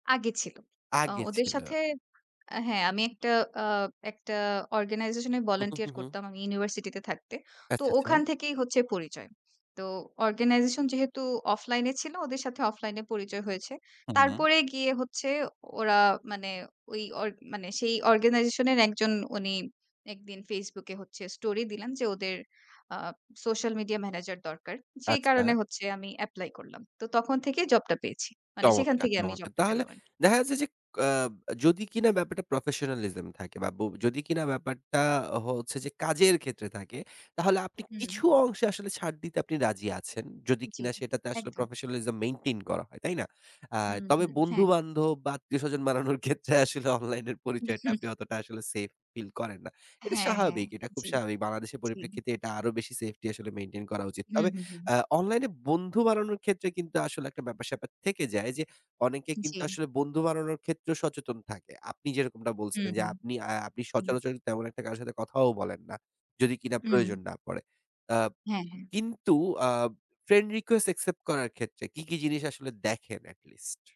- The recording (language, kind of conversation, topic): Bengali, podcast, অনলাইন পরিচয় বেশি নিরাপদ, নাকি সরাসরি দেখা করে মিট-আপ—তুমি কী বলবে?
- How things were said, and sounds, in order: tapping; in English: "organization"; in English: "volunteer"; in English: "organization"; in English: "offline"; in English: "offline"; in English: "organization"; in English: "professionalism"; other background noise; in English: "professionalism maintain"; laughing while speaking: "বাড়ানোর ক্ষেত্রে আসলে অনলাইন পরিচয়টা। আপনি অতোটা আসলে সেফ ফিল করেন না"; chuckle; in English: "at least?"